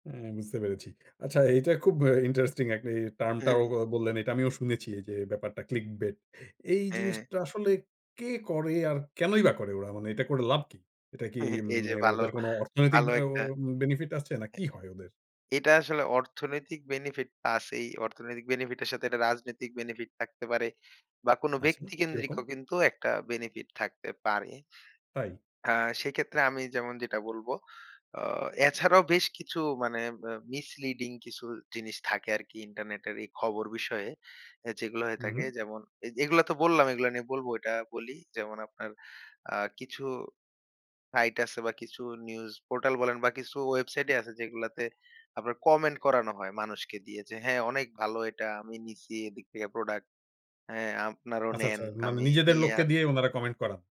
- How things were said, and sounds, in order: chuckle; "ভালো, ভালো" said as "বালো, বালো"; other background noise; in English: "misleading"
- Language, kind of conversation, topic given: Bengali, podcast, সংবাদমাধ্যম কি সত্য বলছে, নাকি নাটক সাজাচ্ছে?